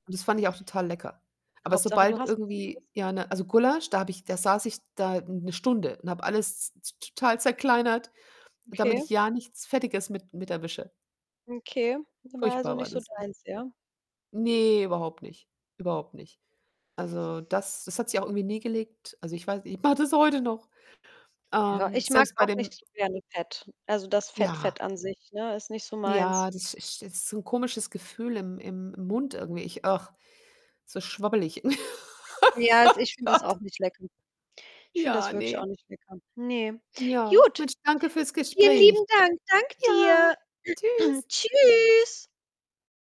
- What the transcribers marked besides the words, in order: distorted speech; other background noise; chuckle; giggle; laughing while speaking: "Oh Gott"; throat clearing
- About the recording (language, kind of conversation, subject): German, unstructured, Welches Gericht erinnert dich an besondere Momente?